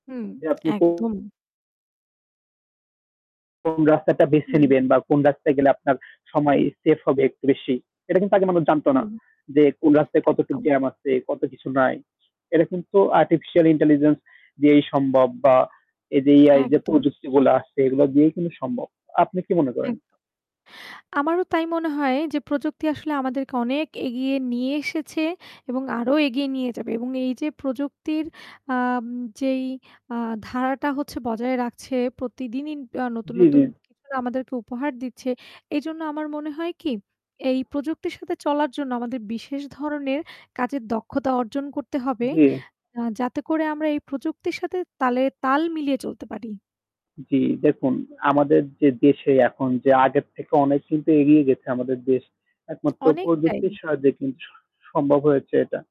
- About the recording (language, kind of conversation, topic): Bengali, unstructured, আপনার মতে ভবিষ্যতে কাজের পরিবেশ কেমন হতে পারে?
- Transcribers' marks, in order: static; distorted speech; "প্রতিদিনই" said as "প্রতিদিনিন"; tapping